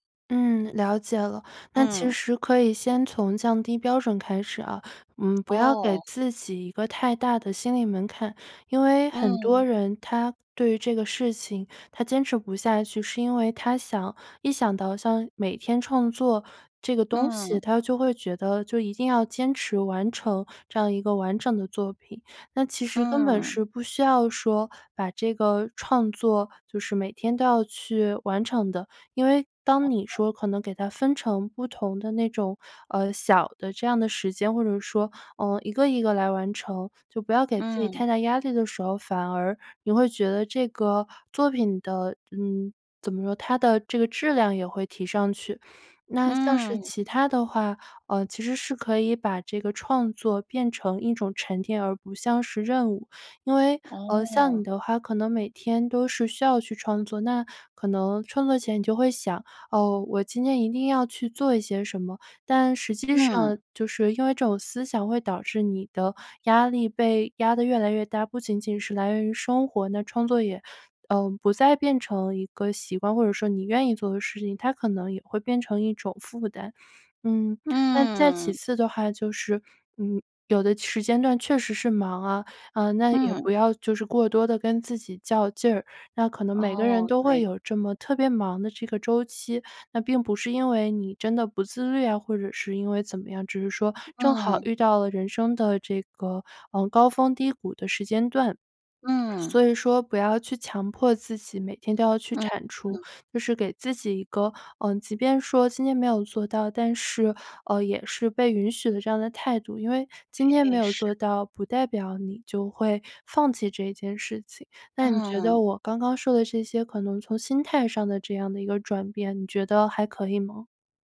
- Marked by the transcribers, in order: other background noise; swallow
- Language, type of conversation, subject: Chinese, advice, 生活忙碌时，我该如何养成每天创作的习惯？